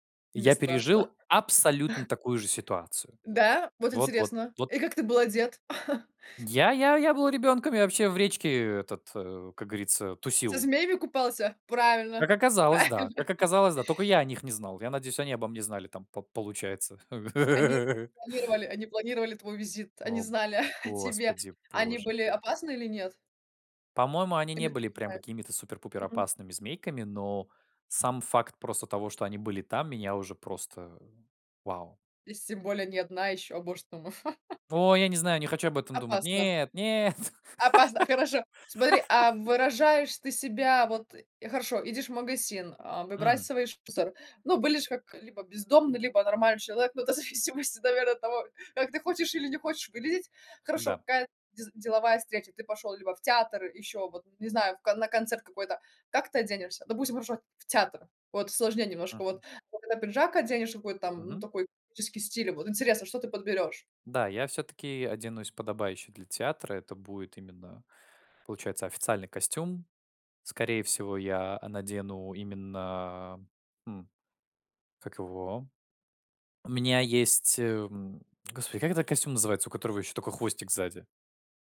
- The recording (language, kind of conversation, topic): Russian, podcast, Как одежда помогает тебе выразить себя?
- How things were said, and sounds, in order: other background noise; chuckle; laughing while speaking: "правильно"; tapping; laugh; chuckle; laugh; laugh; laughing while speaking: "ну, это зависимости"